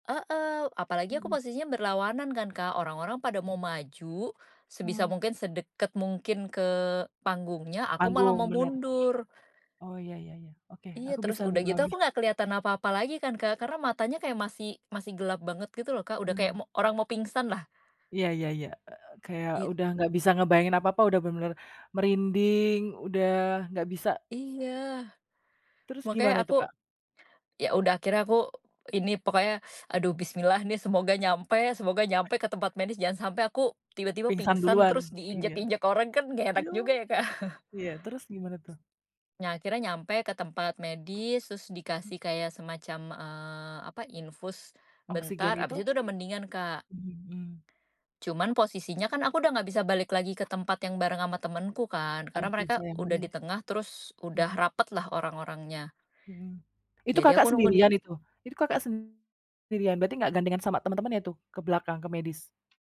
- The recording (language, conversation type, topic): Indonesian, podcast, Apa pengalaman konser atau pertunjukan musik yang paling berkesan buat kamu?
- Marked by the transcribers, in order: other background noise; teeth sucking; chuckle; tapping